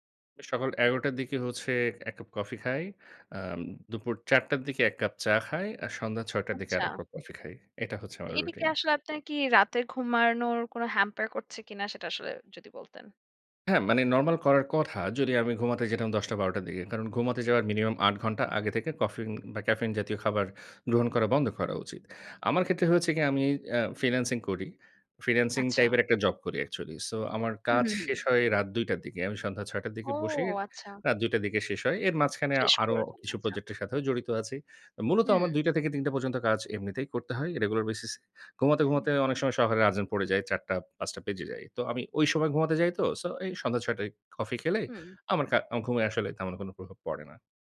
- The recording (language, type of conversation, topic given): Bengali, podcast, চা বা কফি নিয়ে আপনার কোনো ছোট্ট রুটিন আছে?
- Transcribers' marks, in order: "ঘুমানোর" said as "ঘুমারনোর"; in English: "hamper"